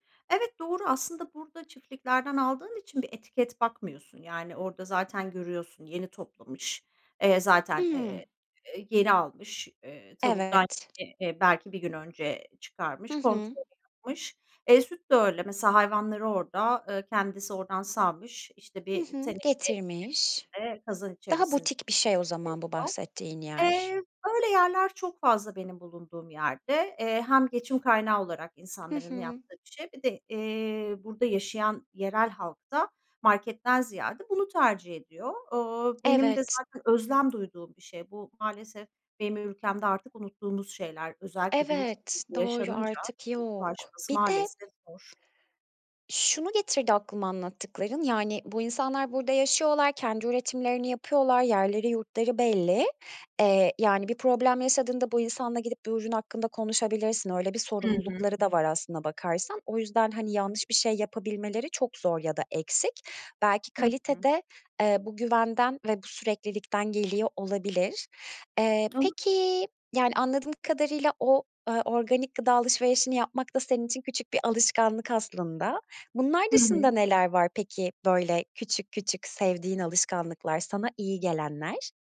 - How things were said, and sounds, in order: other background noise; tapping; unintelligible speech; unintelligible speech; unintelligible speech
- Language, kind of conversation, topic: Turkish, podcast, Küçük alışkanlıklar hayatınızı nasıl değiştirdi?